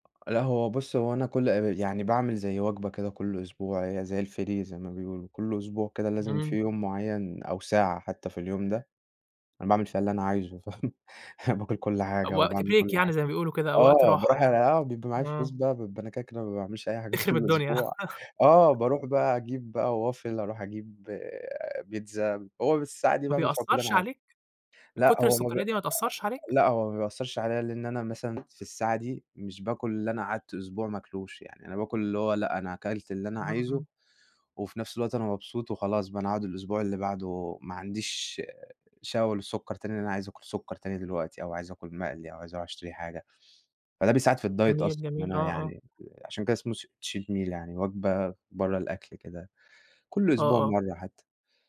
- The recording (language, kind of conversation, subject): Arabic, podcast, إيه عادات الأكل الصحية اللي بتلتزم بيها؟
- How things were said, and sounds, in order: tapping; unintelligible speech; in English: "الFree"; other background noise; laughing while speaking: "فاهم، أنا"; in English: "بريك"; unintelligible speech; laughing while speaking: "طول"; chuckle; in English: "Waffle"; in English: "الdiet"; other street noise; in English: "cheat meal"